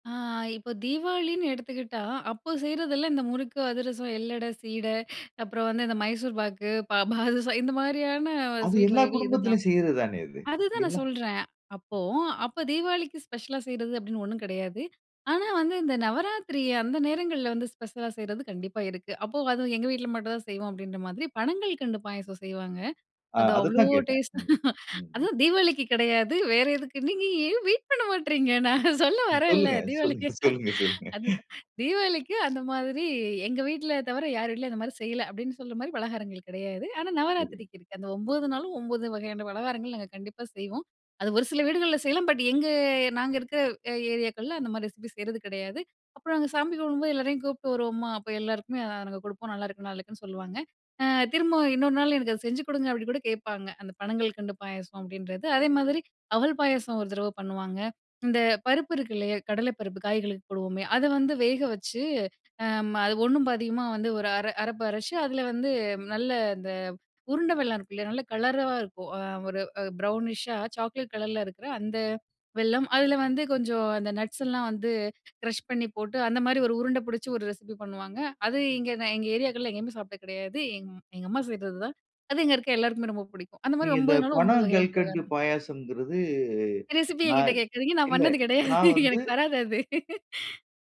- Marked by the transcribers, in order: chuckle; laughing while speaking: "நான் சொல்ல வரேன்ல"; laughing while speaking: "சொல்லுங்க, சொல்லுங்க, சொல்லுங்க"; in English: "ரெசிபி"; in English: "ப்ரௌனிஷ்"; in English: "நட்ஸ்"; in English: "க்ரஷ்"; drawn out: "பாயாசங்கிறது"; in English: "ரெசிபி"; laugh
- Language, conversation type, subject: Tamil, podcast, பண்டிகை நாட்களில் மட்டும் சாப்பிடும் உணவைப் பற்றிய நினைவு உங்களுக்குண்டா?